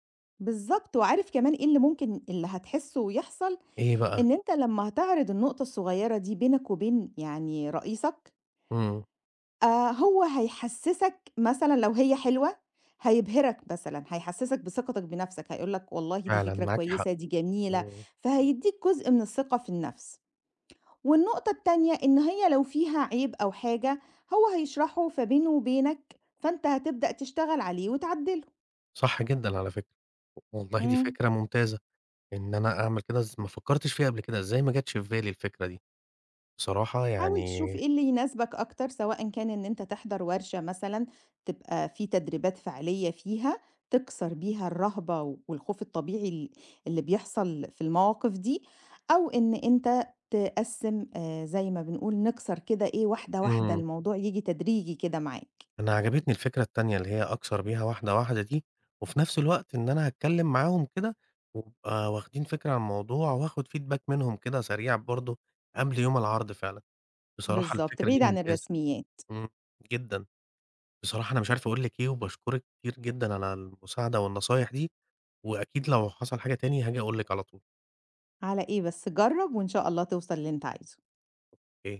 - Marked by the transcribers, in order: other noise; tapping; in English: "feedback"
- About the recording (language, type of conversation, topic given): Arabic, advice, إزاي أقدر أتغلب على خوفي من الكلام قدام ناس في الشغل؟